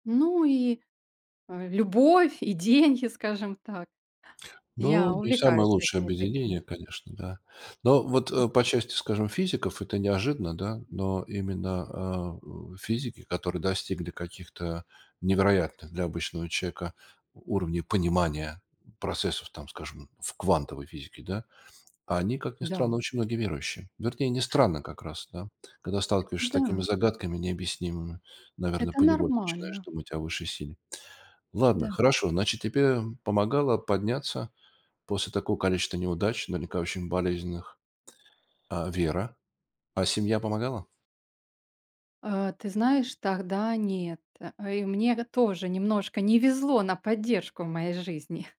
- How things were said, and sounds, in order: other background noise
- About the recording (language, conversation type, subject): Russian, podcast, Как сохранить уверенность в себе после неудачи?